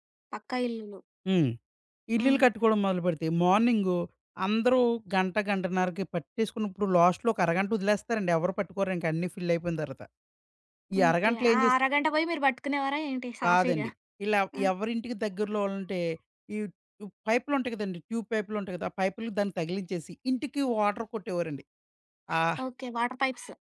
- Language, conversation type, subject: Telugu, podcast, ఇంట్లో నీటిని ఆదా చేయడానికి మనం చేయగల పనులు ఏమేమి?
- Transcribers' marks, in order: other background noise; tapping; in English: "లాస్ట్‌లో"; in English: "పైప్"; in English: "ట్యూబ్"; in English: "వాటర్"; in English: "వాటర్ పైప్స్"